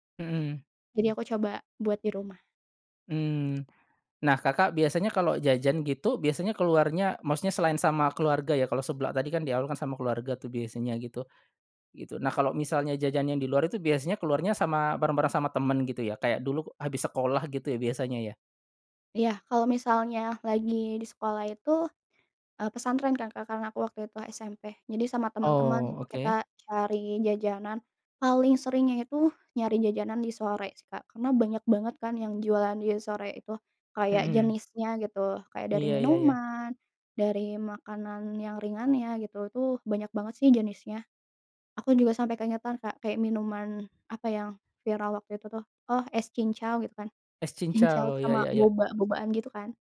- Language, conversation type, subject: Indonesian, podcast, Apa makanan kaki lima favoritmu, dan kenapa kamu menyukainya?
- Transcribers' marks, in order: tapping